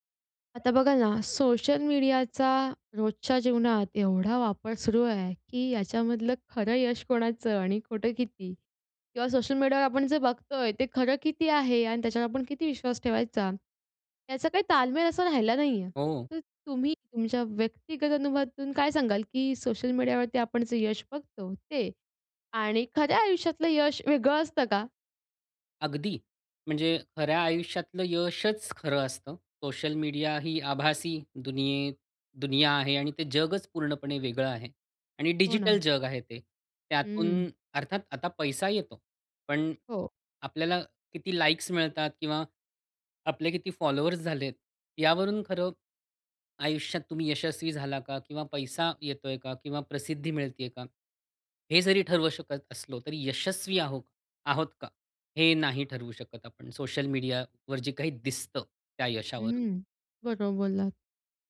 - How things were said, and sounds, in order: stressed: "यशच"
- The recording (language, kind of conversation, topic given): Marathi, podcast, सोशल मीडियावर दिसणं आणि खऱ्या जगातलं यश यातला फरक किती आहे?